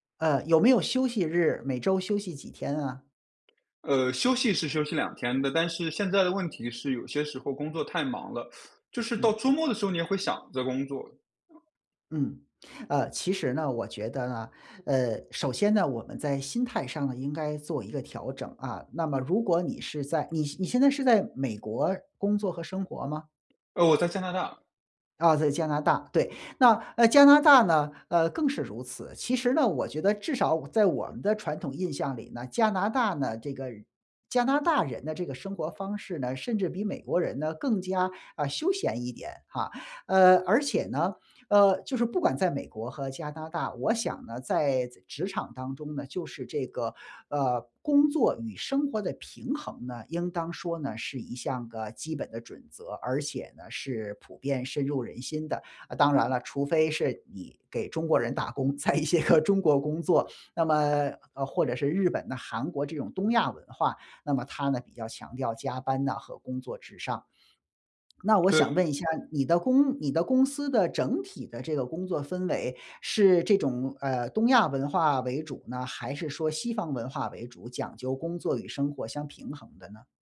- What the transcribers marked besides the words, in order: tapping; teeth sucking; other background noise; "加拿大" said as "加达大"; laughing while speaking: "在一些个"
- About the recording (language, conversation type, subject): Chinese, advice, 工作和生活时间总是冲突，我该怎么安排才能兼顾两者？
- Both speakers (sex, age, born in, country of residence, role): male, 35-39, China, Canada, user; male, 45-49, China, United States, advisor